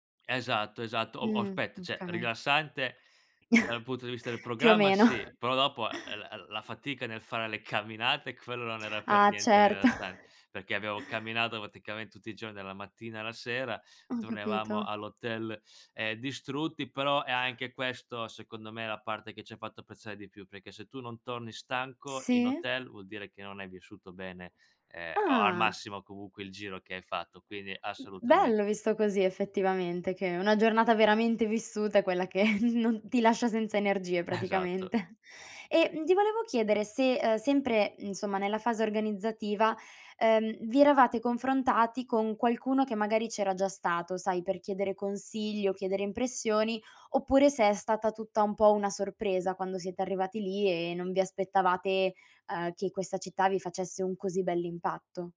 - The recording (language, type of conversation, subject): Italian, podcast, C’è stato un viaggio che ti ha cambiato la prospettiva?
- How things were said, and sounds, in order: "cioè" said as "ceh"; other background noise; chuckle; tapping; laughing while speaking: "meno"; laughing while speaking: "certo"; "tornavamo" said as "torniavamo"; drawn out: "Ah"; laughing while speaking: "che"; laughing while speaking: "Esatto"; laughing while speaking: "praticamente"